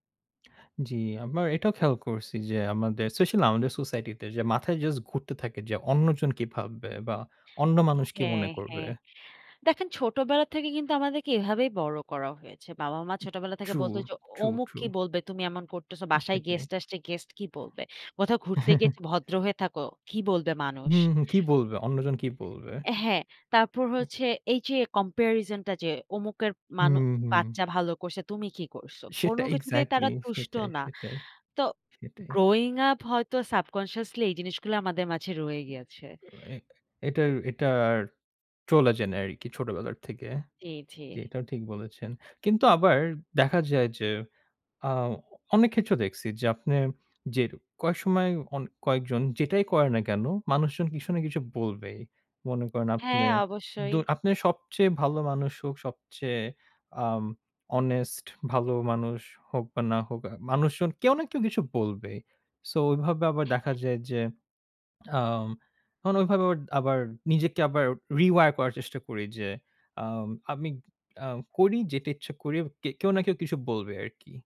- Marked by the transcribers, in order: tapping
- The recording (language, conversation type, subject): Bengali, unstructured, শোকের সময় আপনি নিজেকে কীভাবে সান্ত্বনা দেন?